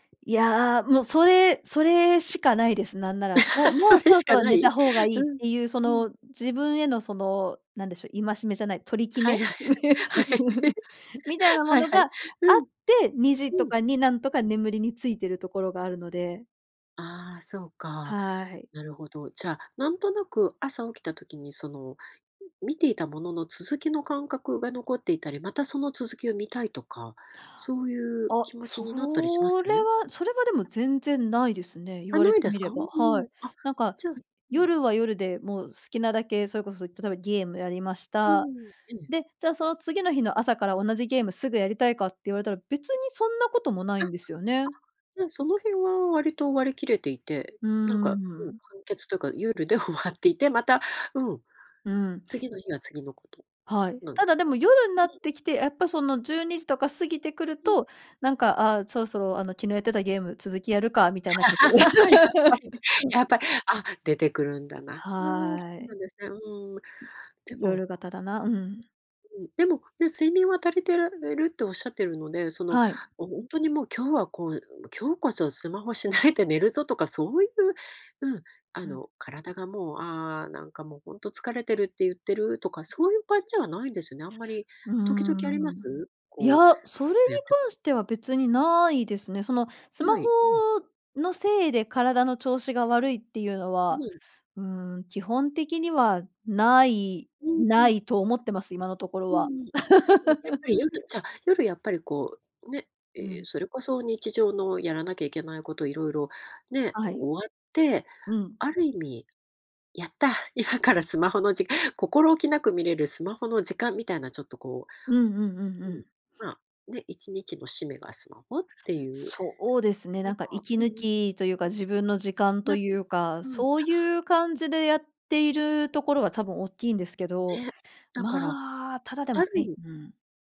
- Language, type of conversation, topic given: Japanese, podcast, 夜にスマホを使うと睡眠に影響があると感じますか？
- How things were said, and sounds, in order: laugh; laughing while speaking: "はい はい はい。はい"; laugh; "夜" said as "ゆる"; laughing while speaking: "終わっていて"; laugh; laughing while speaking: "やっぱり、やっぱ、あ"; laugh; tapping; other noise; laugh